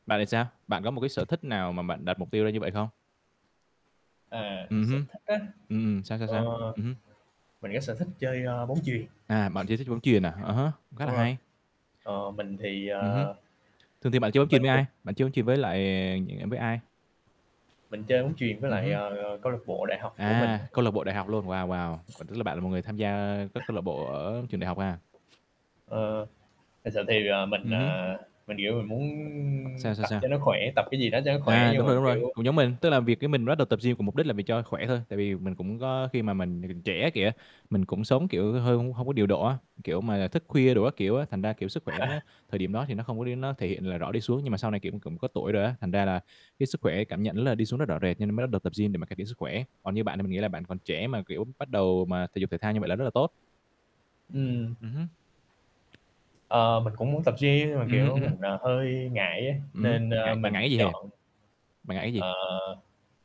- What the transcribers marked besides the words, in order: tapping; static; other background noise; chuckle
- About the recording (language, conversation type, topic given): Vietnamese, unstructured, Bạn cảm thấy thế nào khi đạt được một mục tiêu trong sở thích của mình?